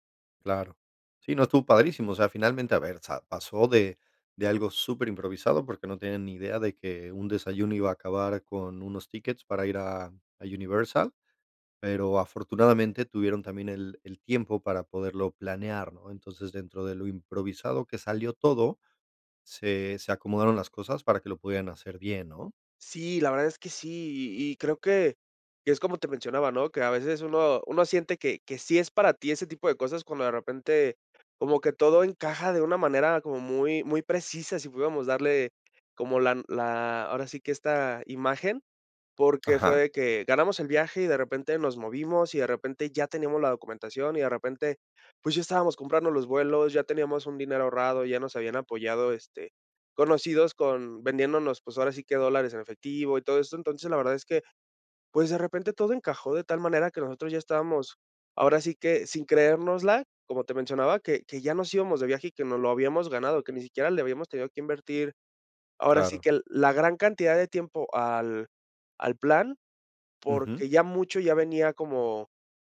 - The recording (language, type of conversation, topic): Spanish, podcast, ¿Me puedes contar sobre un viaje improvisado e inolvidable?
- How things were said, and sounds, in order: none